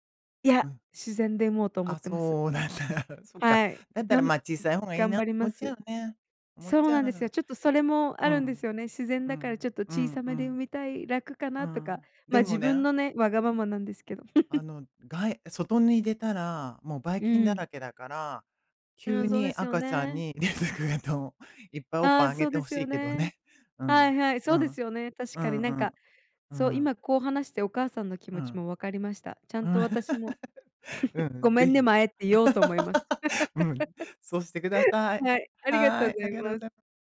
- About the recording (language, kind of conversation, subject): Japanese, unstructured, 家族とケンカした後、どうやって和解しますか？
- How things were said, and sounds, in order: laughing while speaking: "そうなんだ"; laugh; laughing while speaking: "出てくると"; laugh; chuckle; laugh